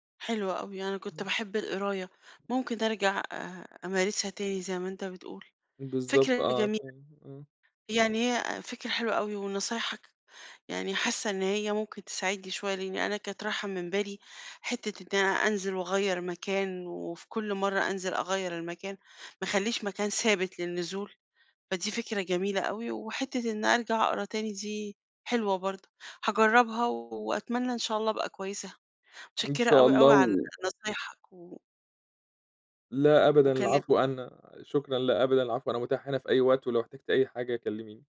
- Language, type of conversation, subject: Arabic, advice, إزاي بتوصف إحساسك إن الروتين سحب منك الشغف والاهتمام؟
- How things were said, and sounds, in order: other background noise